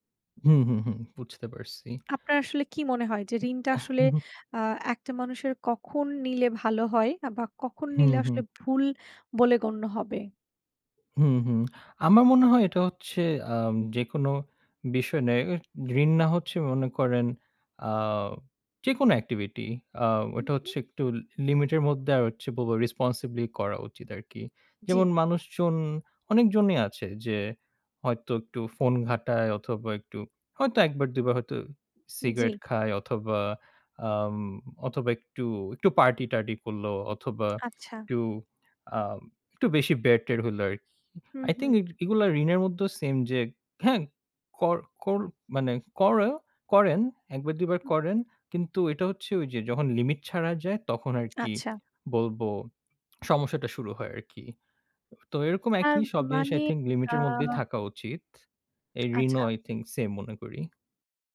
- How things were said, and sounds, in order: in English: "activity"; unintelligible speech; in English: "responsibly"; lip smack
- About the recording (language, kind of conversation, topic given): Bengali, unstructured, ঋণ নেওয়া কখন ঠিক এবং কখন ভুল?